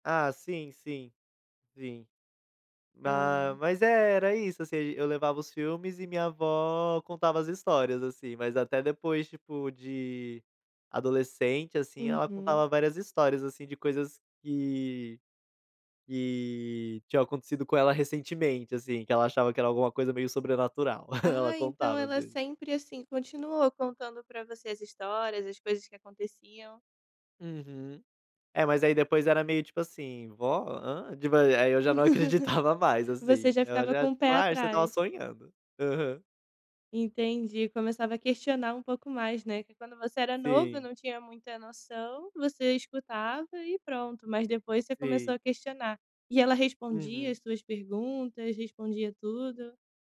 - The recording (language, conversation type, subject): Portuguese, podcast, Você se lembra de alguma história ou mito que ouvia quando criança?
- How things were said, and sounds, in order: unintelligible speech; laugh